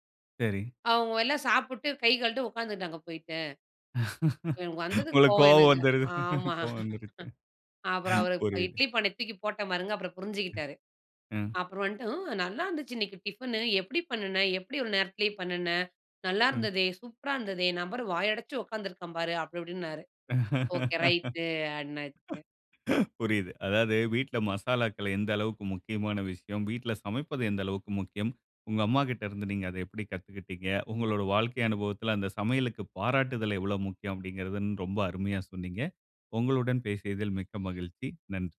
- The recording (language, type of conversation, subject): Tamil, podcast, வீட்டுச் மசாலா கலவை உருவான பின்னணி
- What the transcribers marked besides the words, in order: chuckle; chuckle; laughing while speaking: "கோவம் வந்துடுது"; other background noise; laugh; unintelligible speech